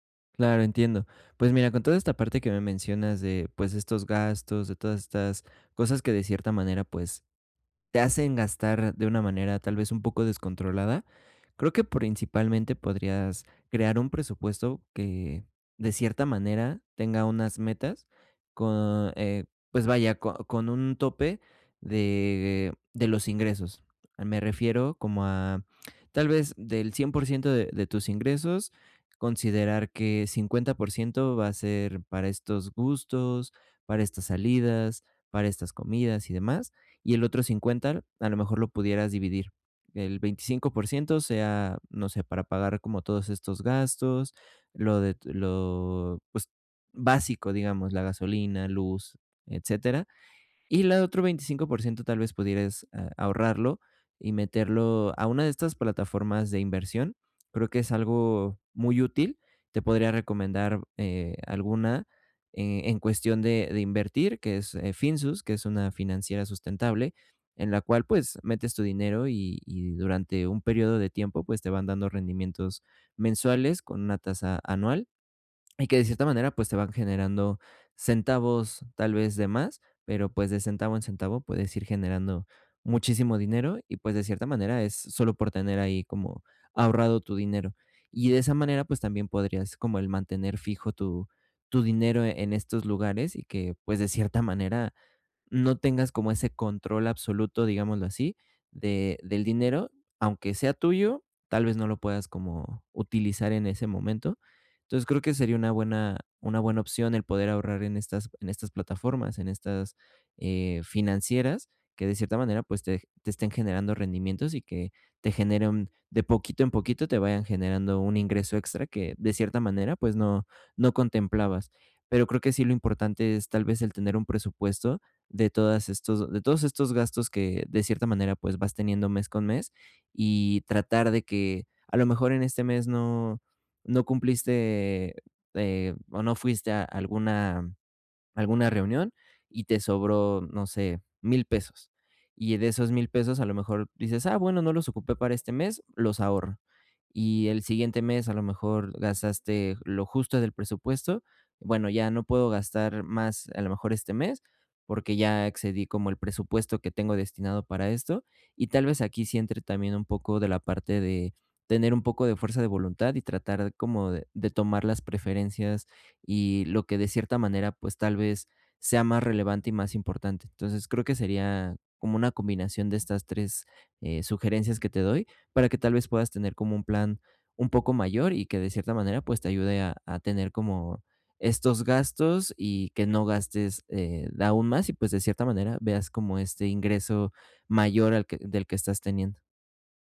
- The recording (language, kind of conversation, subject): Spanish, advice, ¿Cómo evito que mis gastos aumenten cuando gano más dinero?
- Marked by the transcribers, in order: other background noise; tapping